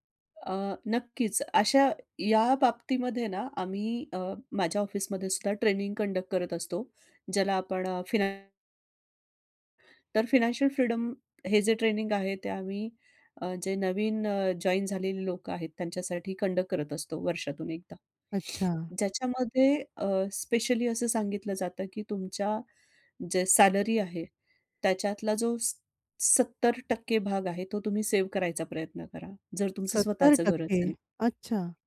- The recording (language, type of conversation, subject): Marathi, podcast, पहिला पगार हातात आला तेव्हा तुम्हाला कसं वाटलं?
- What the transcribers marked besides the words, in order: in English: "कंडक्ट"; tapping; in English: "कंडक्ट"; sniff